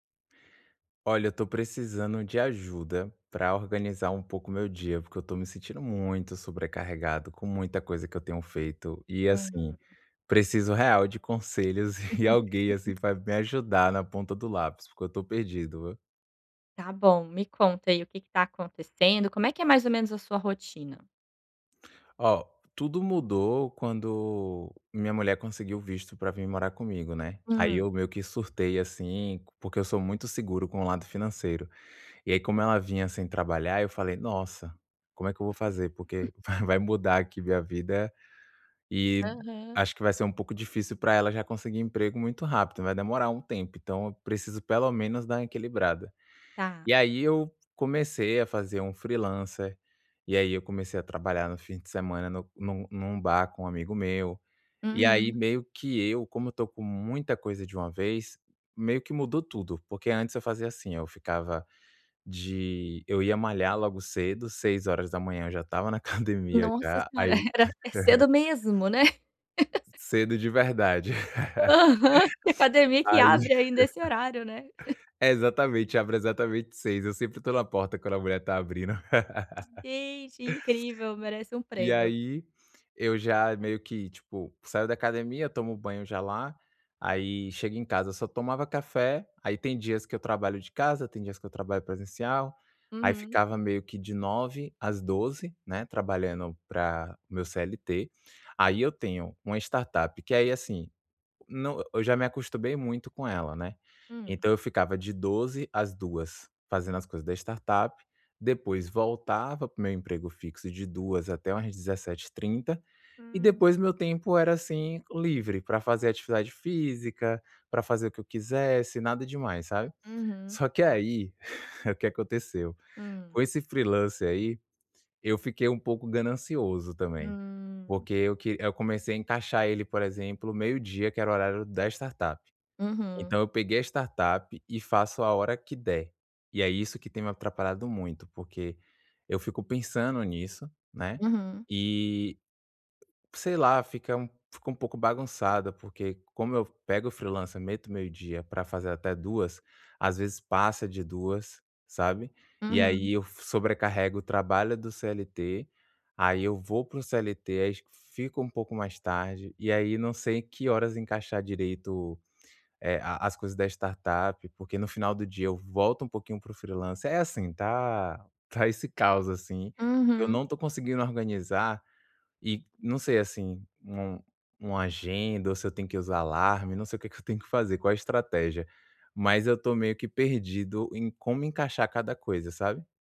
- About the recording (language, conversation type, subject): Portuguese, advice, Como posso organizar melhor meu dia quando me sinto sobrecarregado com compromissos diários?
- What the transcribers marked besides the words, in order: laugh; tapping; giggle; chuckle; giggle; laugh